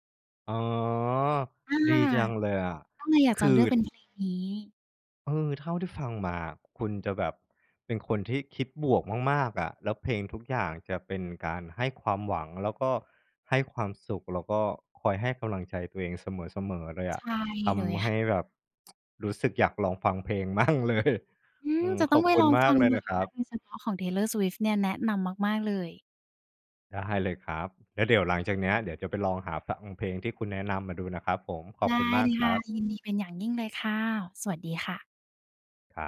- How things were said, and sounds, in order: tsk; laughing while speaking: "มั่งเลย"
- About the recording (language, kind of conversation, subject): Thai, podcast, เพลงไหนที่เป็นเพลงประกอบชีวิตของคุณในตอนนี้?